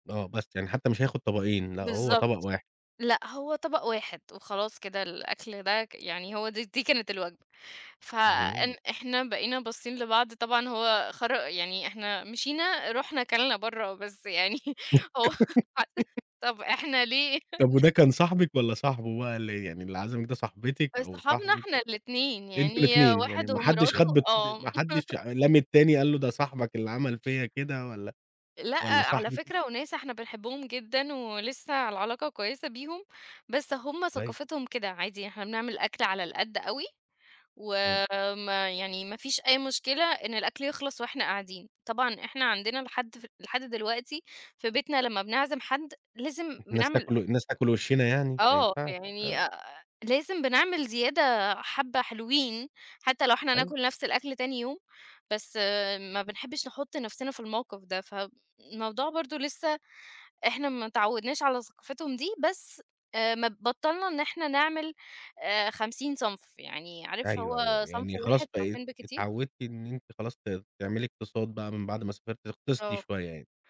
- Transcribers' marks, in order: giggle; laughing while speaking: "بس يعني هو خر طب إحنا ليه؟"; unintelligible speech
- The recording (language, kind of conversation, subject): Arabic, podcast, إيه كانت أول تجربة ليك مع ثقافة جديدة؟